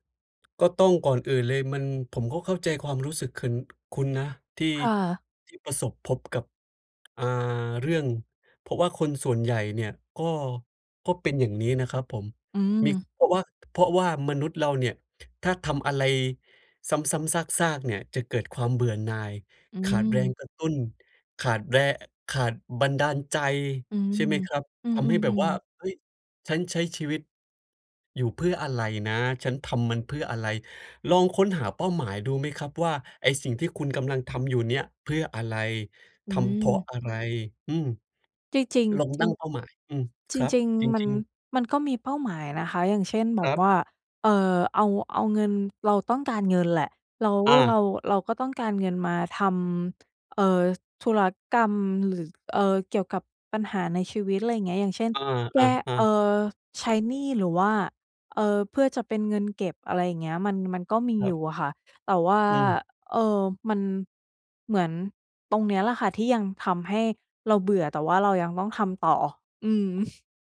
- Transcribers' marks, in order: "มี" said as "หมิก"; tapping; other noise; other background noise; chuckle
- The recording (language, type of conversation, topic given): Thai, advice, จะรับมืออย่างไรเมื่อรู้สึกเหนื่อยกับความซ้ำซากแต่ยังต้องทำต่อ?